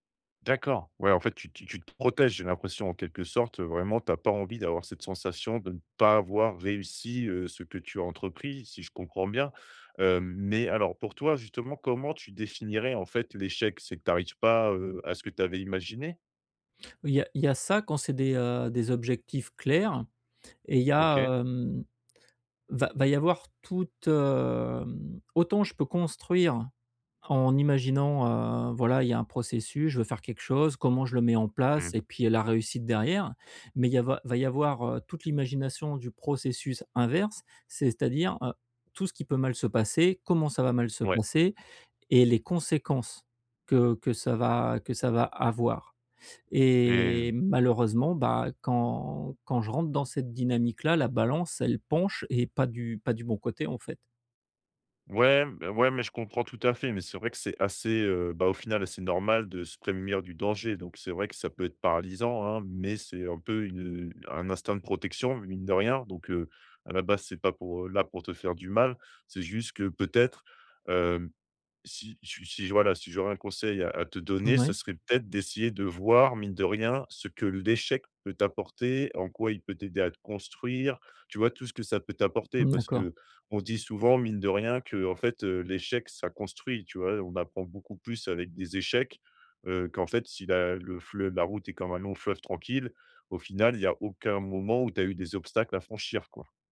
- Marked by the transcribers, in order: tapping; drawn out: "hem"; drawn out: "Et"
- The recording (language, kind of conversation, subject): French, advice, Comment puis-je essayer quelque chose malgré la peur d’échouer ?